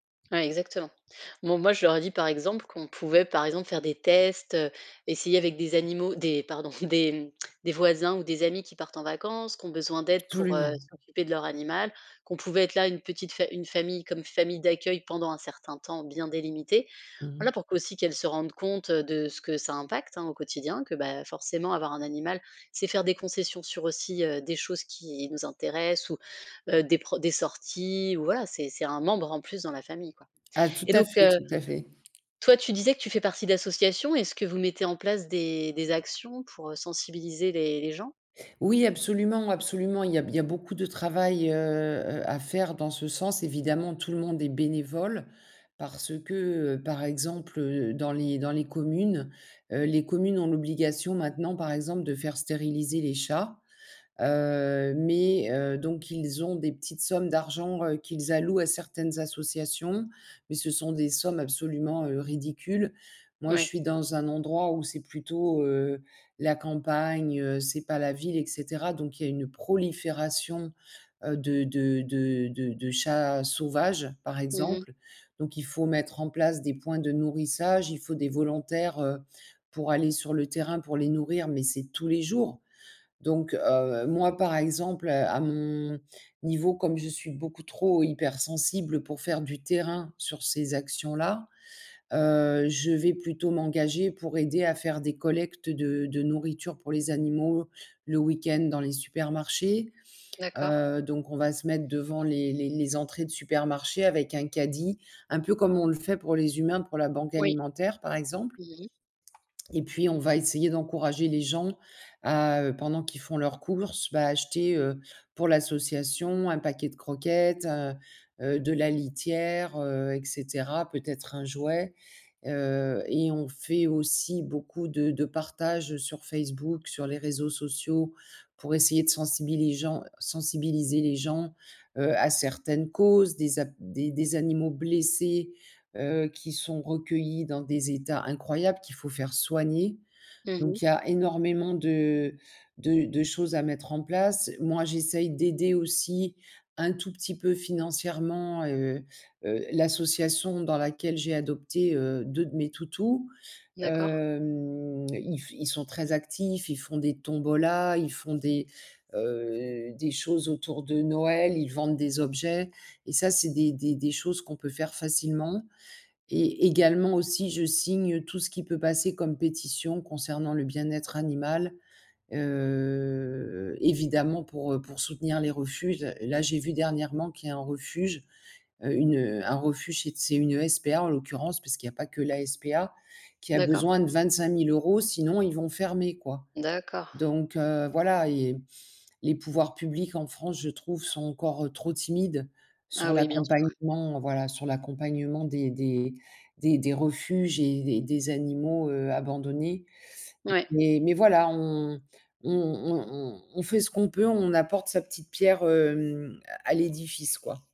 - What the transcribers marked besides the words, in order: laughing while speaking: "des"; other background noise; stressed: "bénévole"; drawn out: "Hem"; stressed: "également"; drawn out: "heu"
- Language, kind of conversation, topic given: French, unstructured, Pourquoi est-il important d’adopter un animal dans un refuge ?
- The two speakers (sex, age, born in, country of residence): female, 35-39, France, Netherlands; female, 50-54, France, France